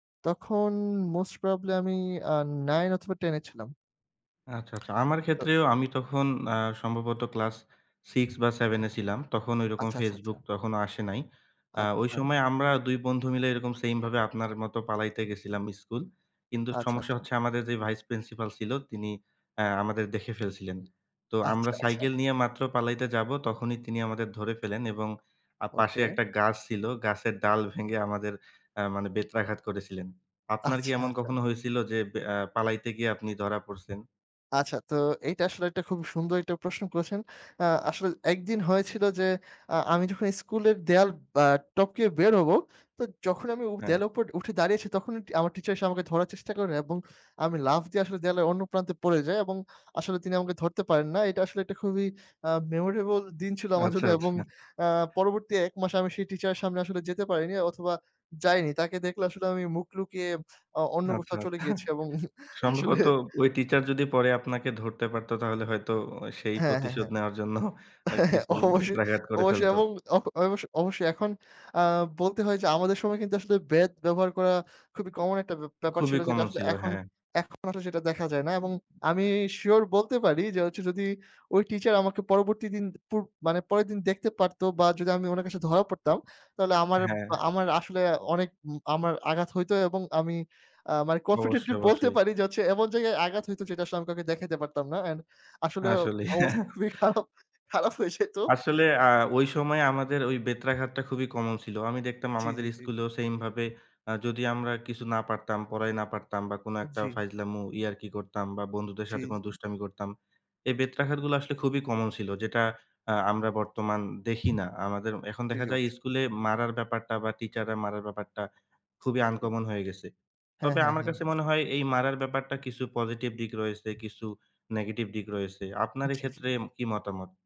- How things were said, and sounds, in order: laughing while speaking: "আচ্ছা, আচ্ছা"; laughing while speaking: "আচ্ছা, আচ্ছা"; in English: "মেমোরেবল"; laughing while speaking: "আচ্ছা, আচ্ছা"; chuckle; laughing while speaking: "এবং আসলে"; laughing while speaking: "জন্য"; chuckle; laughing while speaking: "অবশ্যই, অবশ্যই। এবং অ অবশ্য"; unintelligible speech; laughing while speaking: "কনফিডেন্টলি বলতে পারি যে হচ্ছে"; in English: "কনফিডেন্টলি"; chuckle; laughing while speaking: "খারাপ খারাপ হয়ে যাইত"; tapping; other background noise
- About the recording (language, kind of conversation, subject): Bengali, unstructured, স্কুলজীবন থেকে আপনার সবচেয়ে প্রিয় স্মৃতি কোনটি?